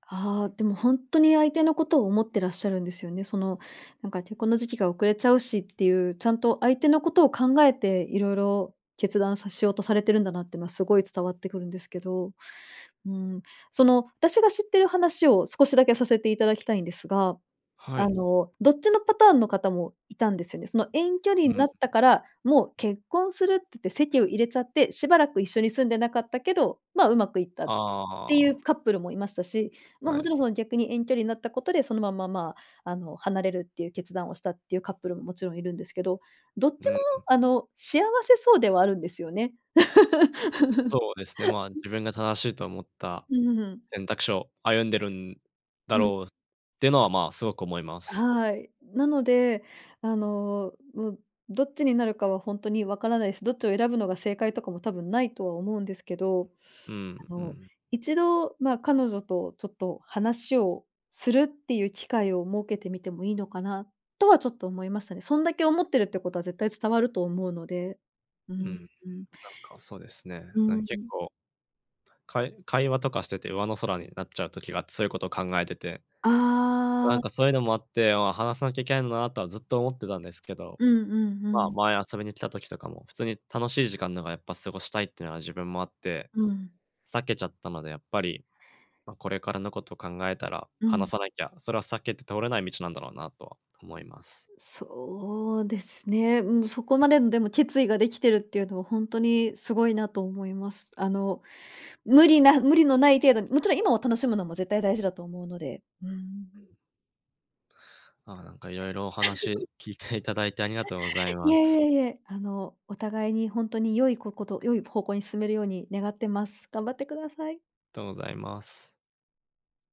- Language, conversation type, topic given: Japanese, advice, 長年のパートナーとの関係が悪化し、別れの可能性に直面したとき、どう向き合えばよいですか？
- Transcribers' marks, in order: laugh; laugh